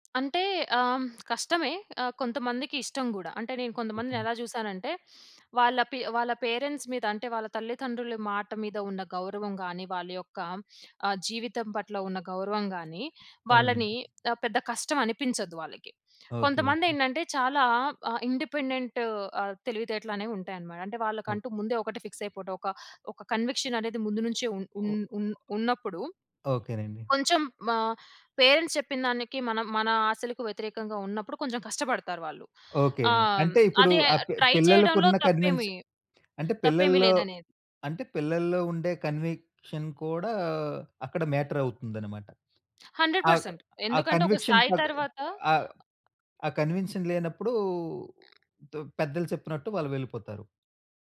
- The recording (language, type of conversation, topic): Telugu, podcast, ఉద్యోగాన్ని ఎన్నుకోవడంలో కుటుంబం పెట్టే ఒత్తిడి గురించి మీరు చెప్పగలరా?
- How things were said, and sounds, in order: other background noise; sniff; in English: "పేరెంట్స్"; in English: "ఇండిపెండెంట్"; in English: "ఫిక్స్"; in English: "కన్విక్షన్"; in English: "పేరెంట్స్"; tapping; in English: "ట్రై"; in English: "కన్విన్స్"; in English: "కన్విక్షన్"; in English: "మ్యాటర్"; in English: "హండ్రెడ్ పర్సెంట్"; in English: "కన్విక్షన్"; in English: "కన్విక్షన్"